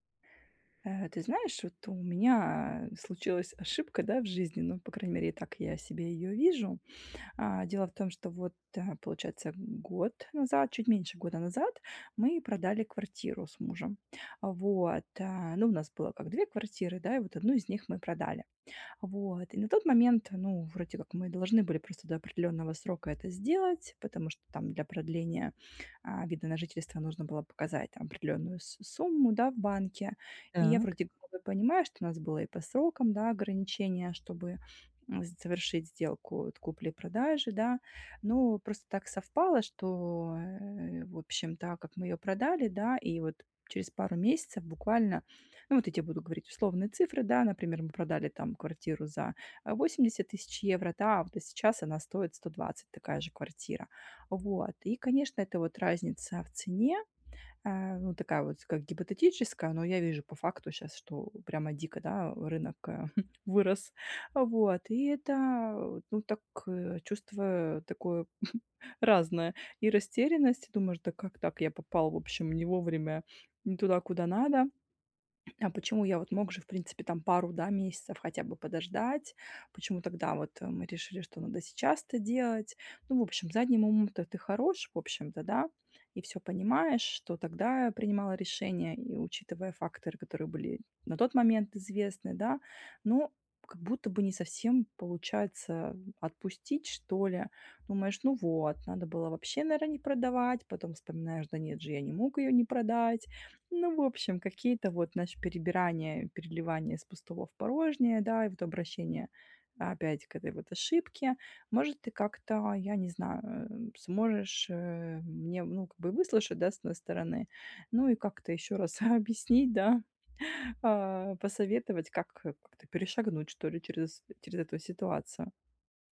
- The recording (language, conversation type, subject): Russian, advice, Как справиться с ошибкой и двигаться дальше?
- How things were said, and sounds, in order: chuckle; chuckle; throat clearing